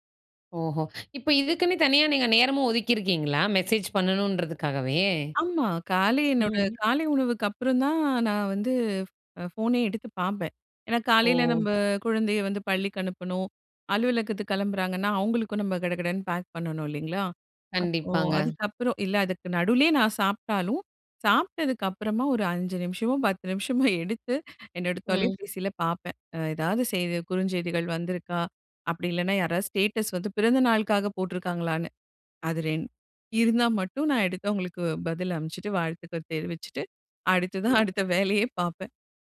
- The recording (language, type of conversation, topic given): Tamil, podcast, நீங்கள் செய்தி வந்தவுடன் உடனே பதிலளிப்பீர்களா?
- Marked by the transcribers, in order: other background noise; laughing while speaking: "அடுத்ததா அடுத்த வேலையே பார்ப்பேன்"; other noise